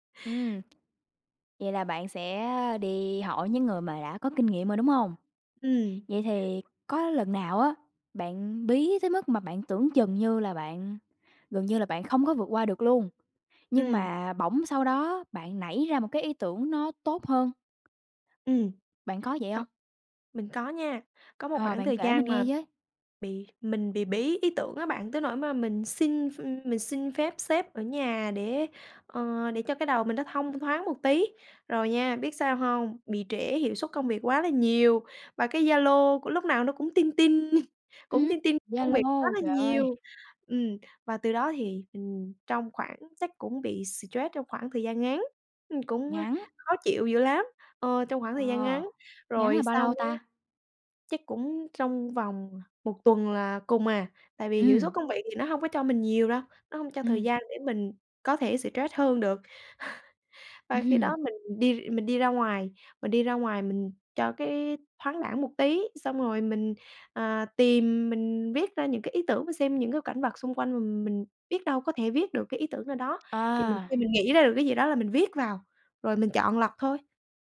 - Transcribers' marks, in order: tapping; other background noise; "stress" said as "xì troét"; "stress" said as "xờ trét"; chuckle; laughing while speaking: "Ừm"
- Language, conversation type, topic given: Vietnamese, podcast, Bạn làm thế nào để vượt qua cơn bí ý tưởng?